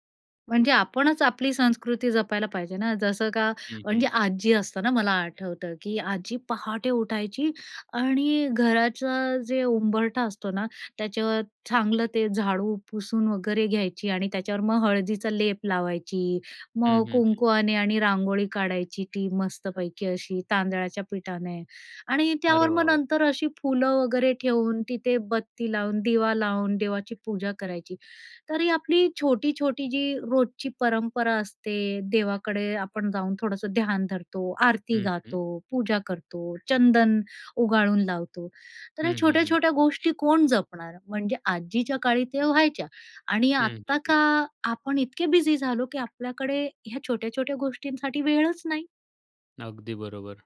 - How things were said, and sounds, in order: tapping; other background noise
- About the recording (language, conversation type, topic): Marathi, podcast, तुमच्या घरात किस्से आणि गप्पा साधारणपणे केव्हा रंगतात?